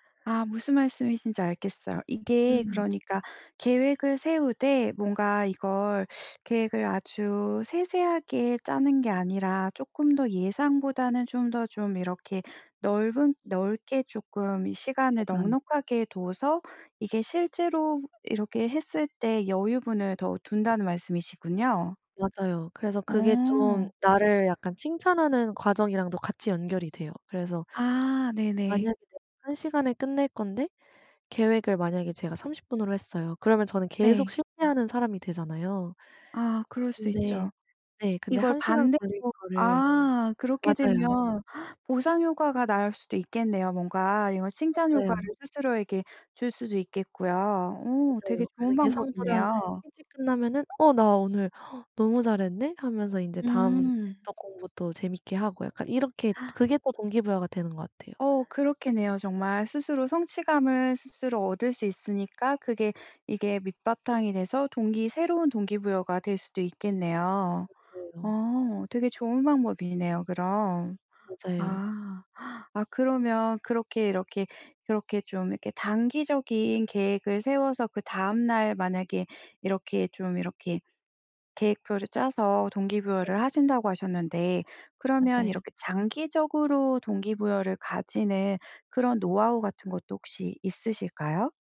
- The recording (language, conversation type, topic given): Korean, podcast, 공부 동기는 보통 어떻게 유지하시나요?
- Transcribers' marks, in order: tapping; teeth sucking; other background noise; gasp; unintelligible speech